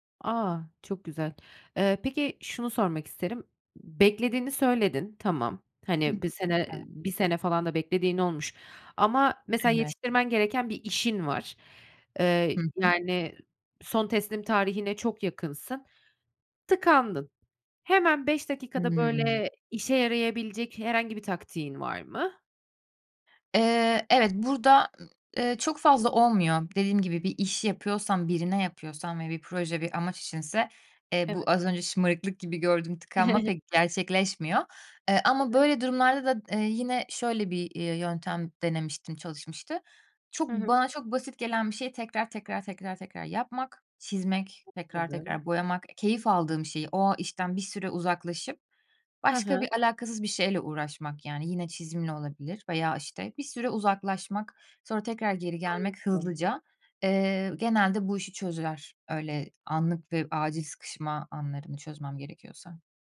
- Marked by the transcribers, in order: chuckle; unintelligible speech; other background noise
- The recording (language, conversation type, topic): Turkish, podcast, Tıkandığında ne yaparsın?